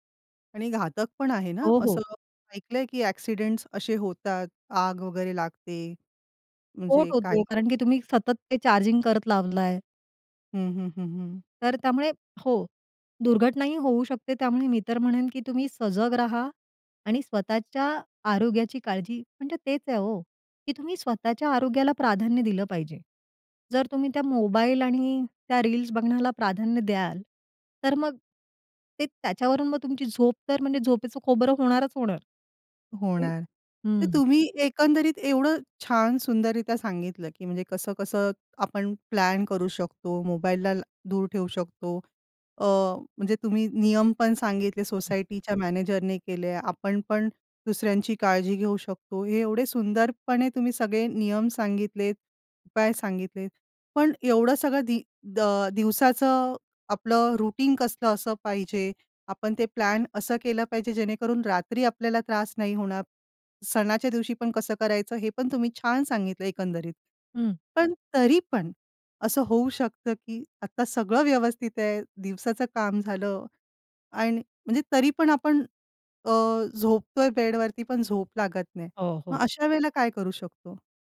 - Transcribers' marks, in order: other background noise; tapping; unintelligible speech; in English: "रूटीन"
- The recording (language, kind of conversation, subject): Marathi, podcast, रात्री शांत झोपेसाठी तुमची दिनचर्या काय आहे?